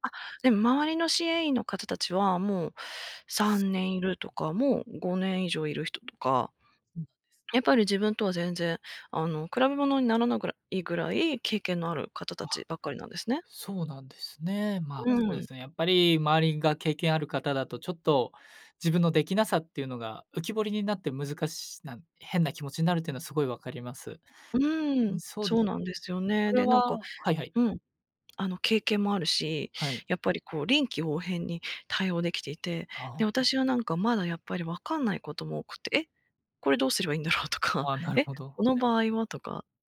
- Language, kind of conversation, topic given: Japanese, advice, 同僚と比べて自分には価値がないと感じてしまうのはなぜですか？
- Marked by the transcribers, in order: other background noise; tapping; laughing while speaking: "だろうとか"